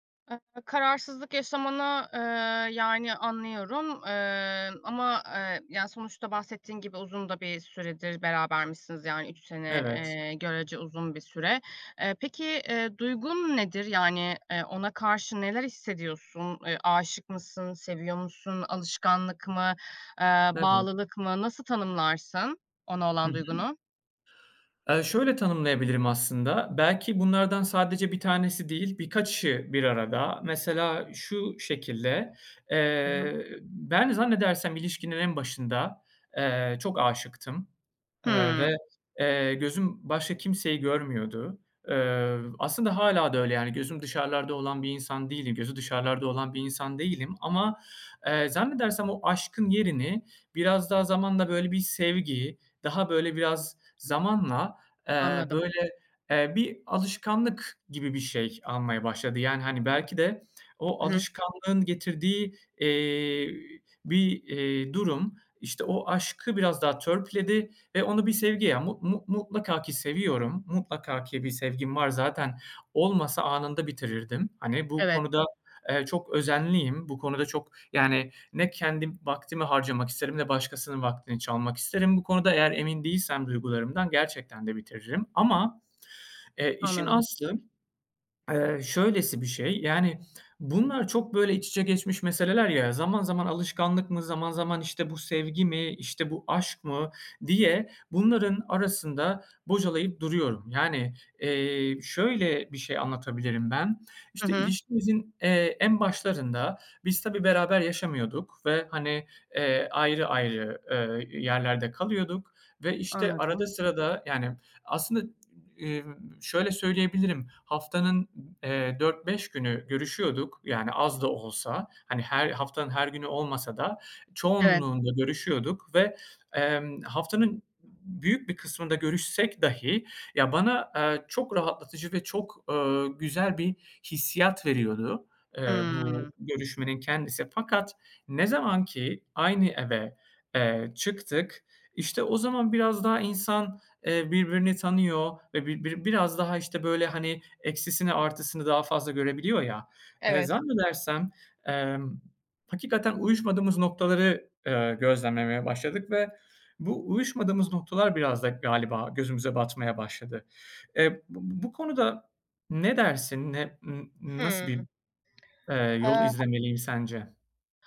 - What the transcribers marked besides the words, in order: unintelligible speech; unintelligible speech; tapping; other background noise
- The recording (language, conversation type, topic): Turkish, advice, İlişkimi bitirip bitirmemek konusunda neden kararsız kalıyorum?